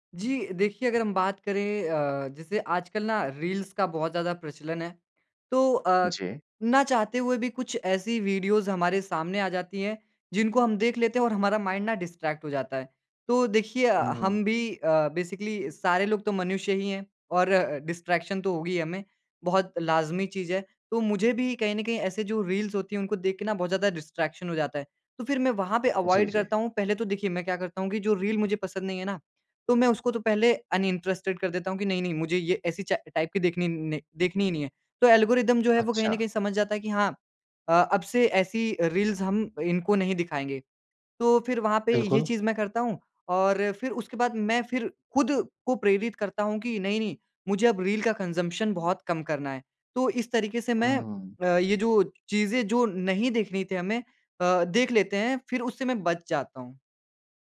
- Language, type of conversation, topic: Hindi, podcast, सोशल मीडिया ने आपकी रोज़मर्रा की आदतें कैसे बदलीं?
- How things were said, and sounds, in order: in English: "रील्स"; in English: "वीडियोज़"; in English: "माइंड"; in English: "डिस्ट्रैक्ट"; in English: "बेसिकली"; in English: "डिस्ट्रैक्शन"; in English: "रील्स"; in English: "डिस्ट्रैक्शन"; in English: "अवॉइड"; in English: "रील"; in English: "अनइंटरेस्टेड"; in English: "टाइप"; in English: "ऐल्गोरिदम"; in English: "रील्स"; in English: "रील"; in English: "कंजम्पशन"